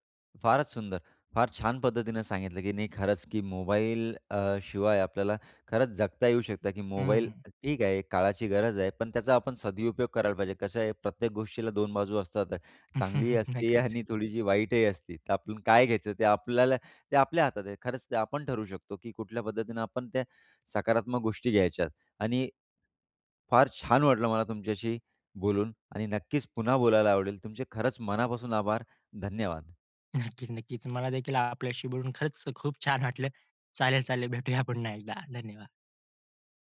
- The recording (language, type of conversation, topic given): Marathi, podcast, थोडा वेळ मोबाईल बंद ठेवून राहिल्यावर कसा अनुभव येतो?
- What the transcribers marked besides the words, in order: laugh; other noise; tapping; anticipating: "आणि थोडीशी"; chuckle; laughing while speaking: "वाटलं"; laughing while speaking: "भेटूया पुन्हा"